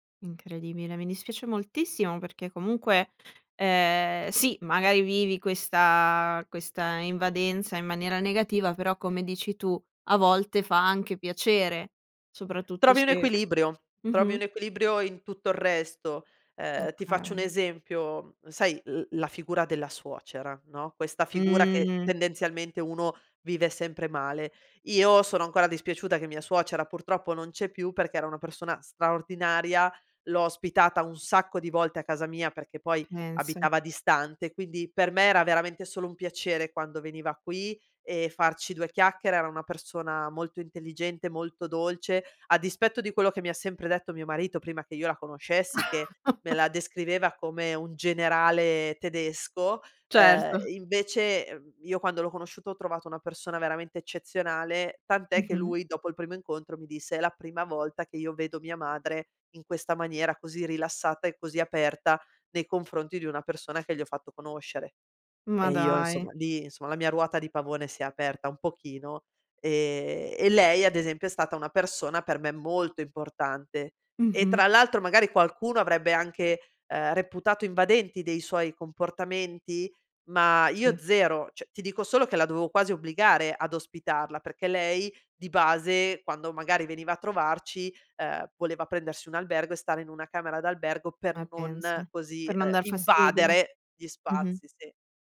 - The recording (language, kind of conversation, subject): Italian, podcast, Come stabilire dei limiti con parenti invadenti?
- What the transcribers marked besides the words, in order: "Pensa" said as "pnensa"; chuckle; other background noise; "insomma" said as "nsomma"; "insomma" said as "nsomma"; "cioè" said as "ceh"